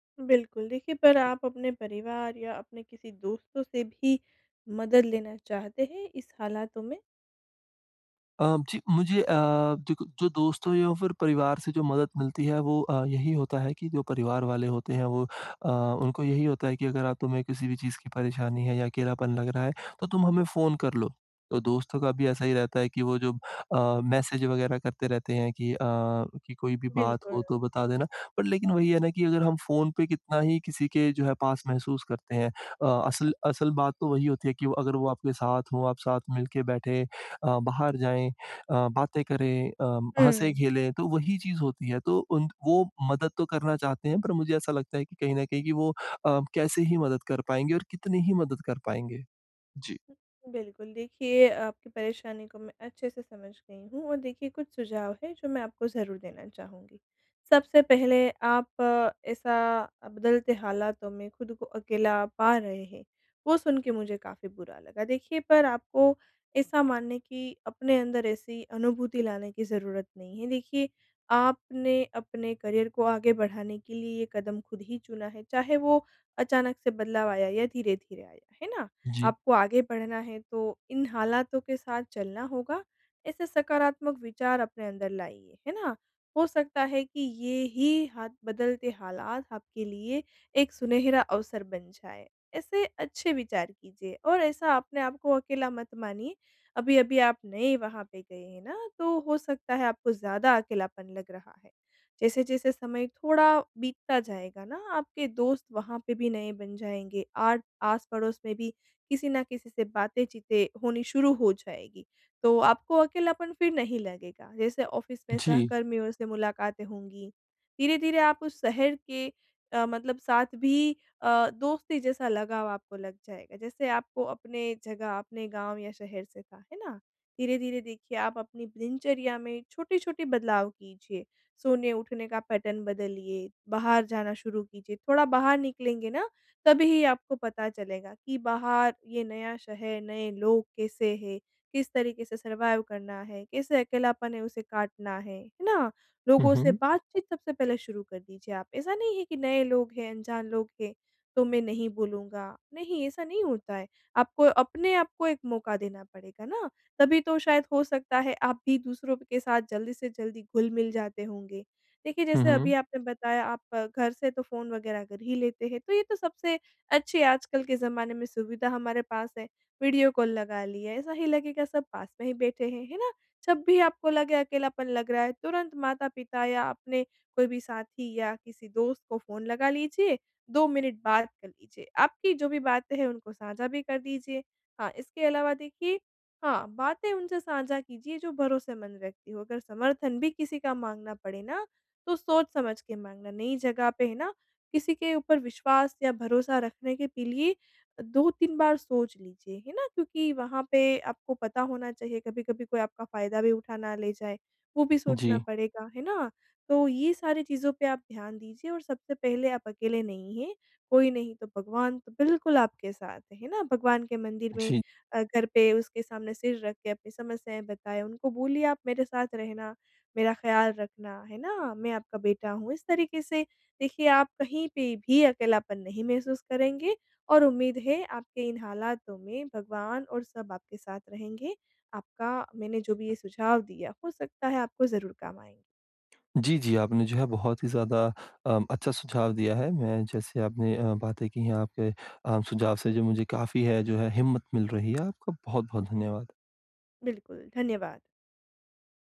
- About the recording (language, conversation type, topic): Hindi, advice, बदलते हालातों के साथ मैं खुद को कैसे समायोजित करूँ?
- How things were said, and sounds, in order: tapping; in English: "मैसेज़"; in English: "करियर"; in English: "ऑफ़िस"; in English: "पैटर्न"; in English: "सर्वाइव"; in English: "कॉल"